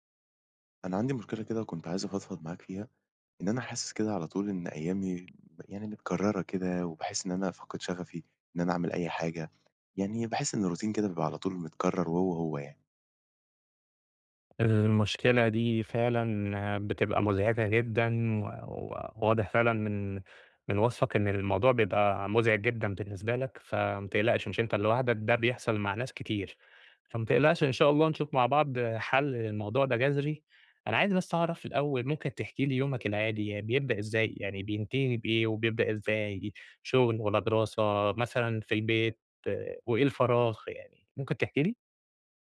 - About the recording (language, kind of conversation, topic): Arabic, advice, إزاي أتعامل مع إحساسي إن أيامي بقت مكررة ومفيش شغف؟
- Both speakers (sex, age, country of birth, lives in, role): male, 20-24, Egypt, Egypt, user; male, 30-34, Egypt, Egypt, advisor
- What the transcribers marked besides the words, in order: tapping; other background noise; in English: "الروتين"